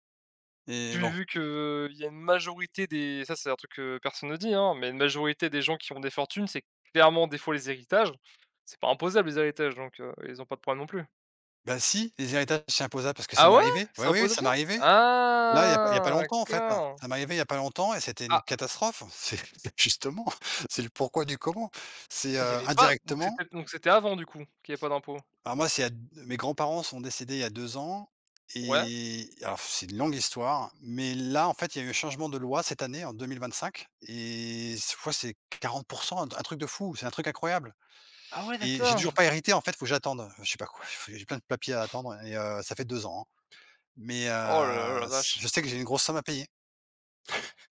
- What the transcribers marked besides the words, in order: tapping; surprised: "Ah, ouais ?"; drawn out: "Ah"; surprised: "Ah !"; laughing while speaking: "C'est c'est justement"; blowing; blowing; chuckle
- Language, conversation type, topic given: French, unstructured, Comment imagines-tu ta carrière dans cinq ans ?